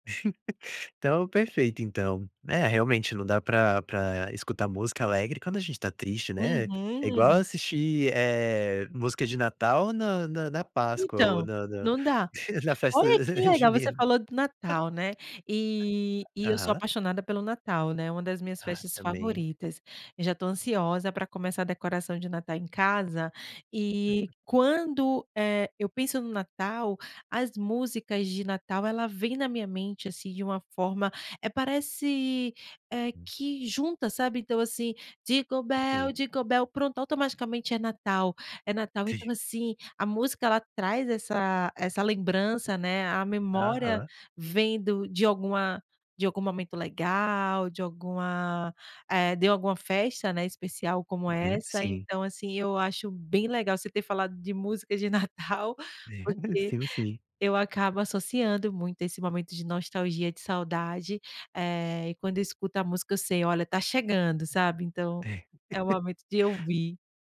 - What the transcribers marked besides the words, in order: giggle; laughing while speaking: "na festa, eh, Junina"; chuckle; other noise; unintelligible speech; singing: "dingo bell, dingo bell"; tapping; chuckle; laughing while speaking: "Natal"; chuckle; giggle
- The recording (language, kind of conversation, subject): Portuguese, podcast, Como a nostalgia pesa nas suas escolhas musicais?